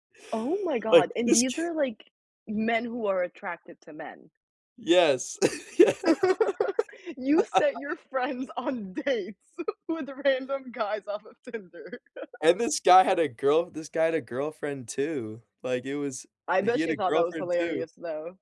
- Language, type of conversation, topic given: English, unstructured, How do you navigate modern dating and technology to build meaningful connections?
- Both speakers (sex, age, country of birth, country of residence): female, 18-19, Egypt, United States; male, 18-19, United States, United States
- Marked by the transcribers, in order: laugh; laughing while speaking: "Yeah"; laughing while speaking: "friends on dates with random guys off of Tinder?"; laugh; chuckle